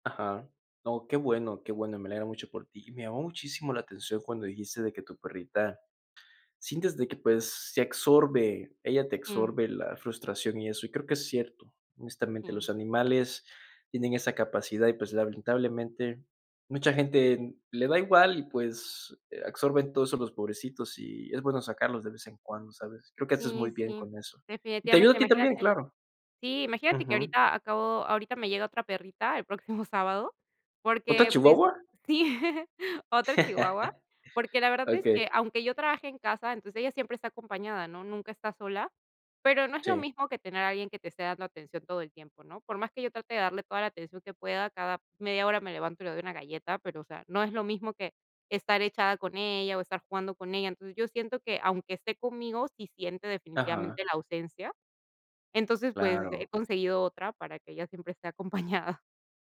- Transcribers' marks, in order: "absorbe" said as "acsorbe"; "absorbe" said as "acsorbe"; "absorben" said as "acsorben"; chuckle; surprised: "¿Otra chihuahua?"; laugh; laughing while speaking: "acompañada"
- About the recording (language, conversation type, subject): Spanish, podcast, ¿Qué pequeñas cosas cotidianas despiertan tu inspiración?
- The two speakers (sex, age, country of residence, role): female, 30-34, Italy, guest; male, 20-24, United States, host